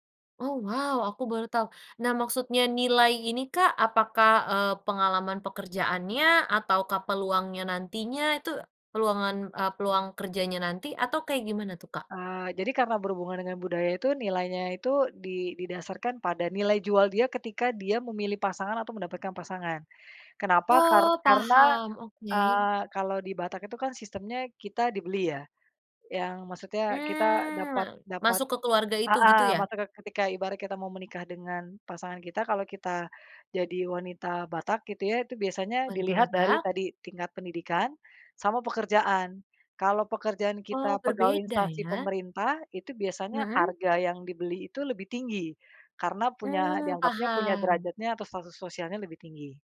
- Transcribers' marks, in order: none
- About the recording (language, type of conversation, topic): Indonesian, podcast, Pernahkah kamu mempertimbangkan memilih pekerjaan yang kamu sukai atau gaji yang lebih besar?